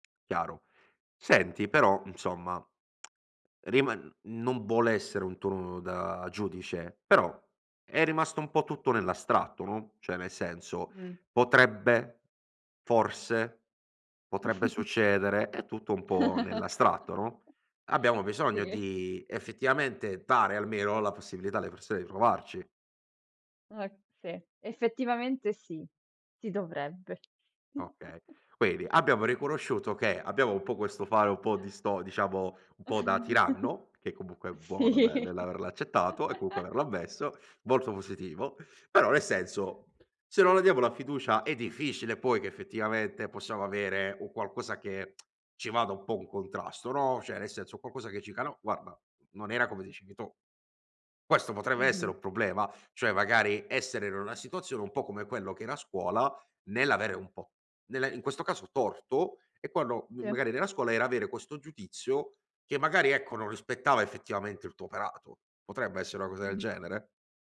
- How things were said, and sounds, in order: tapping; tsk; "cioè" said as "ceh"; other background noise; chuckle; laughing while speaking: "Sì"; "quindi" said as "quidi"; chuckle; chuckle; laughing while speaking: "Sì"; chuckle; tsk; "essere" said as "esse"
- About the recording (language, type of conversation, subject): Italian, advice, Come posso smettere di provare a controllare tutto quando le cose cambiano?